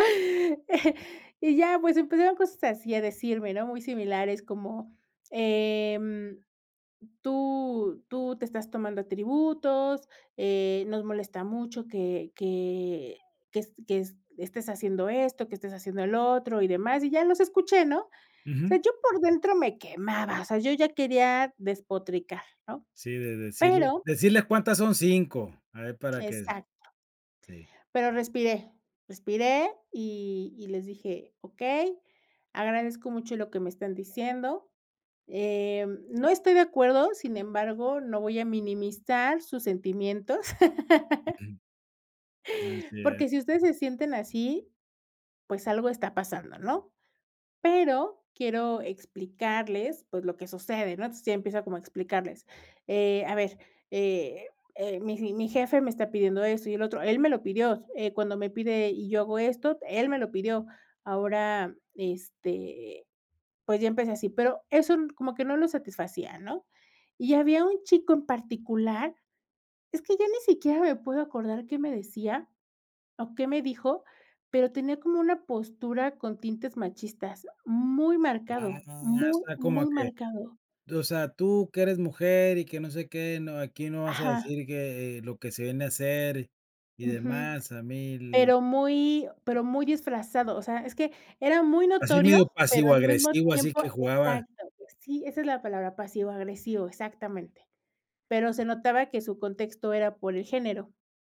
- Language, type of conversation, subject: Spanish, podcast, ¿Cómo manejas las críticas sin ponerte a la defensiva?
- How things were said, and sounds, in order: chuckle; drawn out: "em"; other noise; laugh